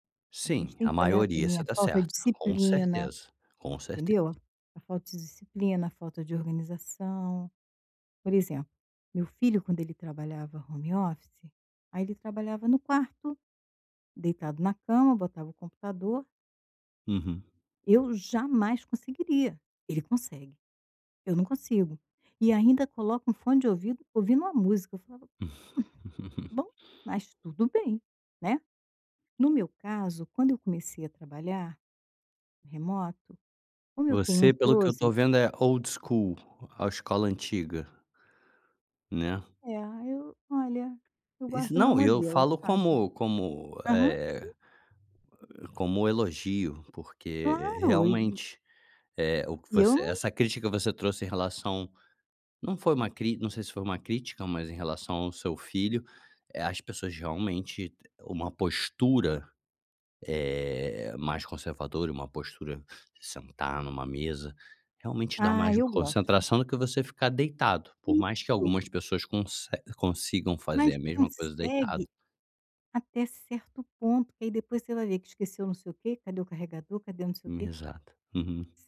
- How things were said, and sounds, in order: tapping; in English: "home office"; laugh; in English: "closet"; in English: "old school"
- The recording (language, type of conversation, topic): Portuguese, advice, Como posso organizar meu espaço de trabalho para não atrapalhar a concentração?